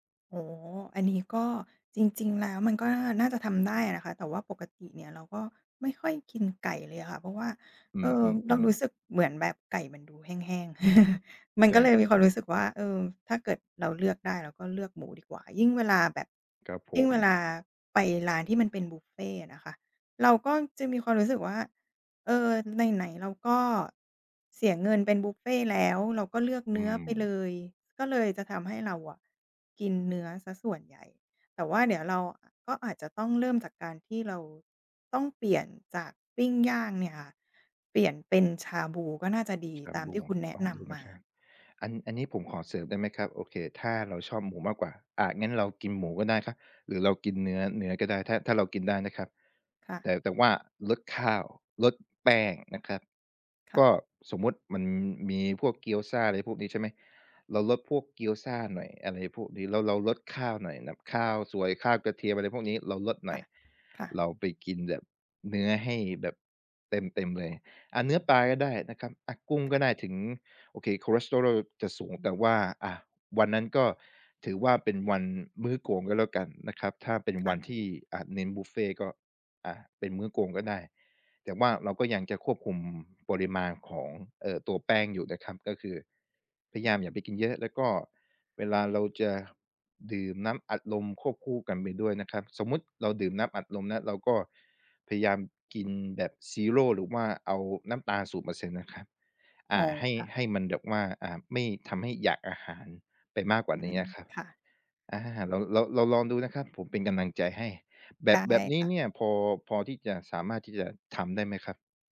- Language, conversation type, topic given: Thai, advice, อยากเริ่มปรับอาหาร แต่ไม่รู้ควรเริ่มอย่างไรดี?
- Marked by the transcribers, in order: chuckle; tapping; other background noise